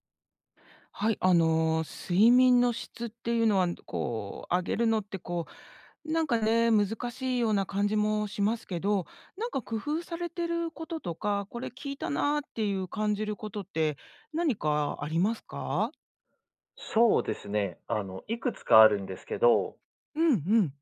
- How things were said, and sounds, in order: other background noise
- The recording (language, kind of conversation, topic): Japanese, podcast, 睡眠の質を上げるために、普段どんな工夫をしていますか？